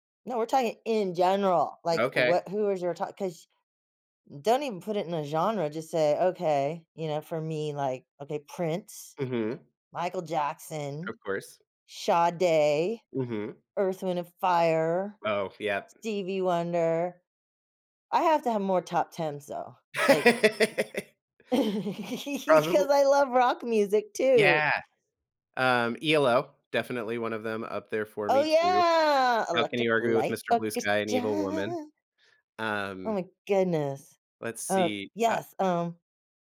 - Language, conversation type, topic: English, unstructured, Do you enjoy listening to music more or playing an instrument?
- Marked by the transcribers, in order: laugh; laugh; unintelligible speech; tapping; singing: "Orchestra"